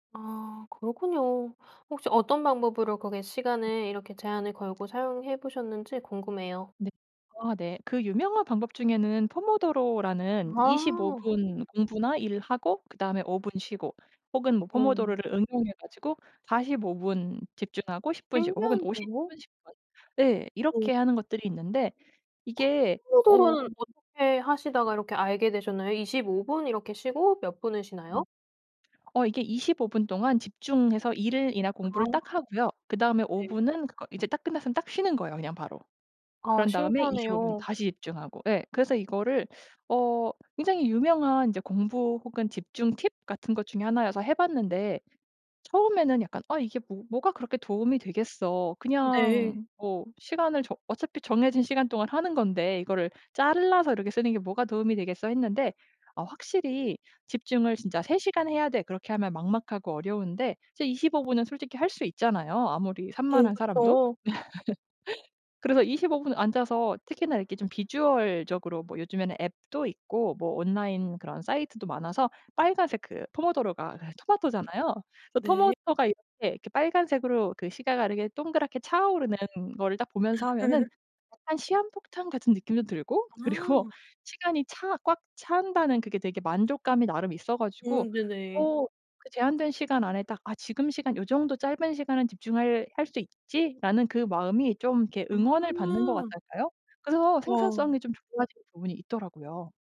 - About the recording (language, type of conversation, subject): Korean, podcast, 시간 제한을 두고 일해 본 적이 있나요?
- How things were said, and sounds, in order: tapping; other background noise; "일이나" said as "이를이나"; laugh; laugh; laughing while speaking: "그리고"